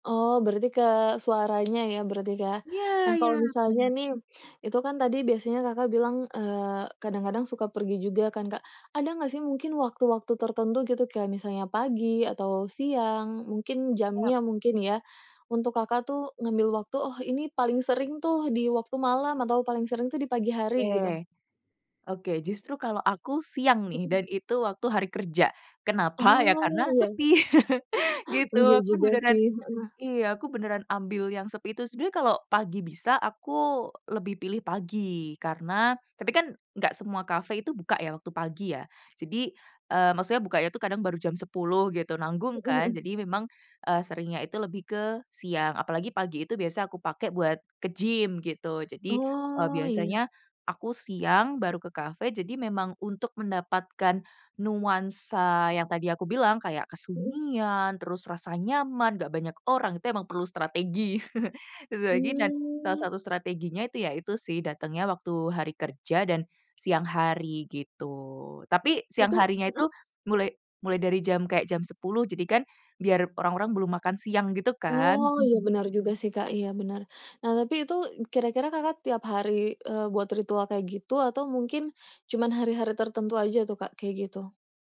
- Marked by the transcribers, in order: tapping; laughing while speaking: "Kenapa?"; chuckle; other background noise; chuckle; chuckle
- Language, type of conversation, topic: Indonesian, podcast, Apa ritual menyendiri yang paling membantumu berkreasi?